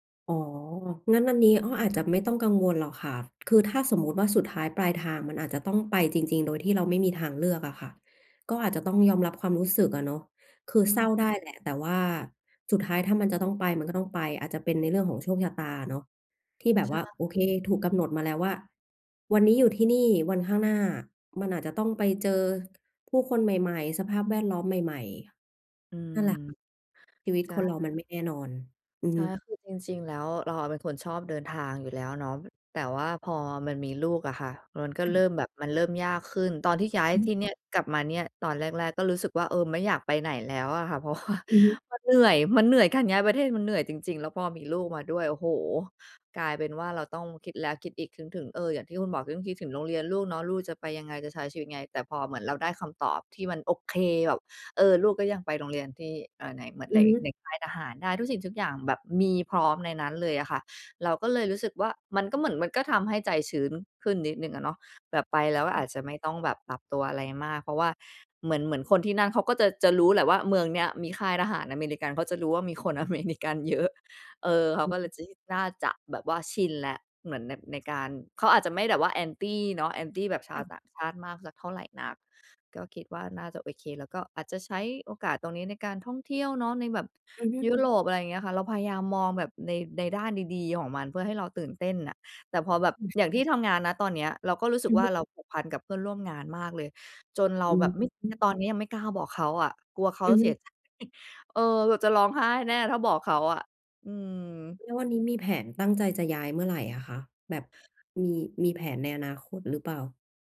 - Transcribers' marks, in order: laughing while speaking: "เพราะว่ามันเหนื่อย"; unintelligible speech; tapping; unintelligible speech; laughing while speaking: "คนอเมริกันเยอะ"; chuckle
- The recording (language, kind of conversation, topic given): Thai, advice, จะรับมือกับความรู้สึกผูกพันกับที่เดิมอย่างไรเมื่อจำเป็นต้องย้ายไปอยู่ที่ใหม่?